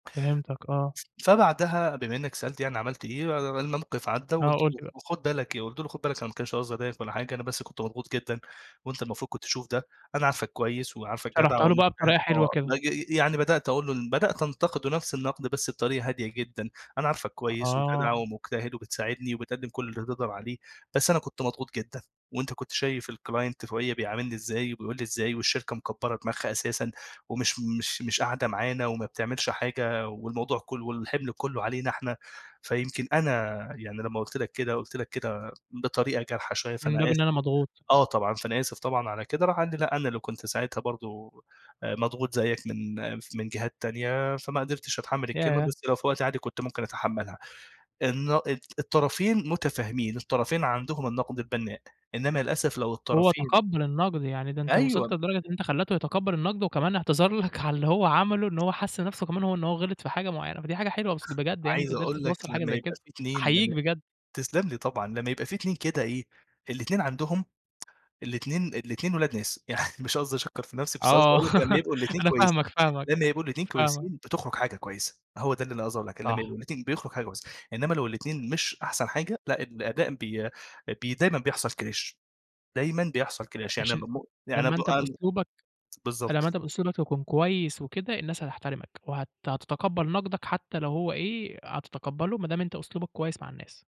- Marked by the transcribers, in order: tapping; in English: "الclient"; other background noise; chuckle; in English: "clash"; in English: "clash"
- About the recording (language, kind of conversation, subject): Arabic, podcast, إزاي تدي نقد بنّاء من غير ما تجرح مشاعر حد؟